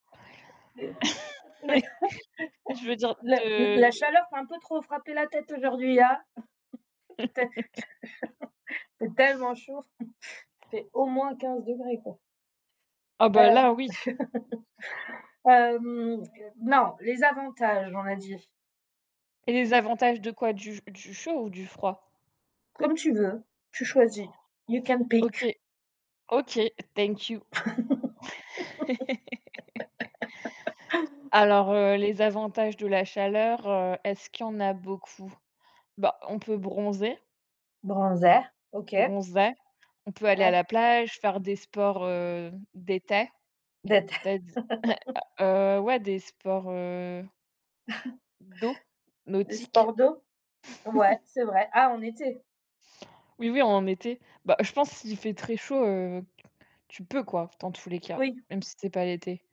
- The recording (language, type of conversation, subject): French, unstructured, Préféreriez-vous avoir toujours chaud ou toujours froid ?
- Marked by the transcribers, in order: other background noise; laugh; laugh; distorted speech; laugh; chuckle; stressed: "moins"; laugh; drawn out: "hem"; static; put-on voice: "You can pick"; put-on voice: "Thank you"; laugh; tapping; put-on voice: "Bronzé"; put-on voice: "bronzer"; put-on voice: "d'été"; chuckle; laugh; chuckle; chuckle